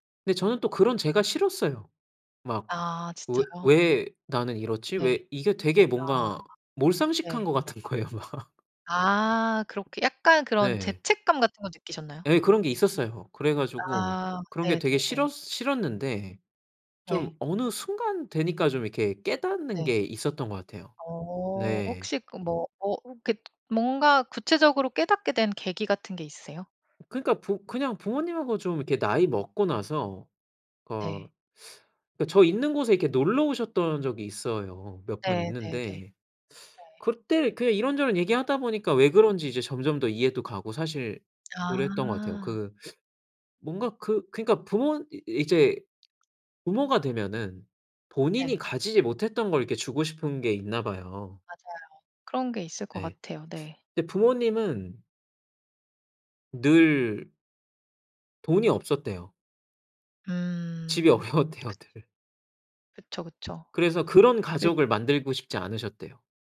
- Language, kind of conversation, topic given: Korean, podcast, 가족 관계에서 깨달은 중요한 사실이 있나요?
- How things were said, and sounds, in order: laughing while speaking: "거예요 막"; tapping; teeth sucking; teeth sucking; other background noise; laughing while speaking: "어려웠대요 늘"